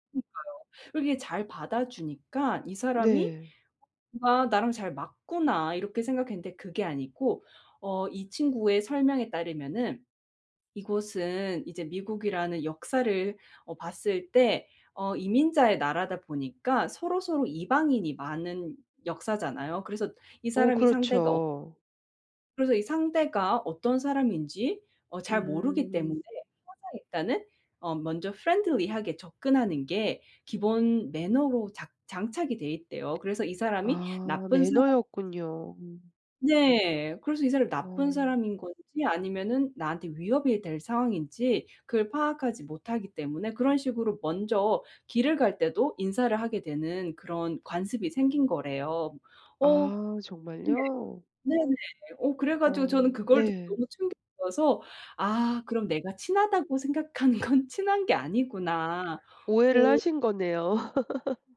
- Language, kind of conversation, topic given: Korean, advice, 새로운 지역의 관습이나 예절을 몰라 실수했다고 느꼈던 상황을 설명해 주실 수 있나요?
- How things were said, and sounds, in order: put-on voice: "friendly 하게"; in English: "friendly 하게"; tapping; laughing while speaking: "생각한 건"; laugh